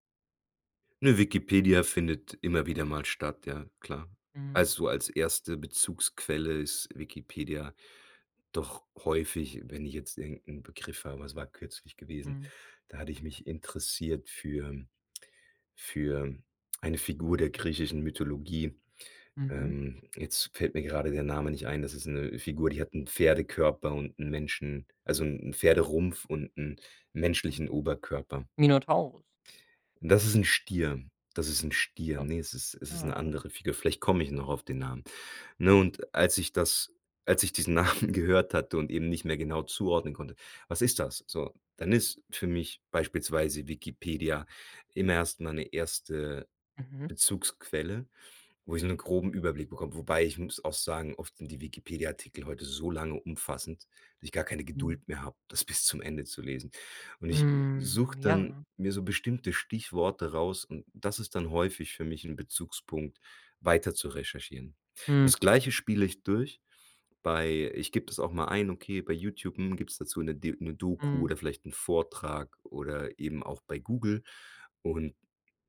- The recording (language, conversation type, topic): German, podcast, Wie nutzt du Technik fürs lebenslange Lernen?
- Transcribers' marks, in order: laughing while speaking: "Namen"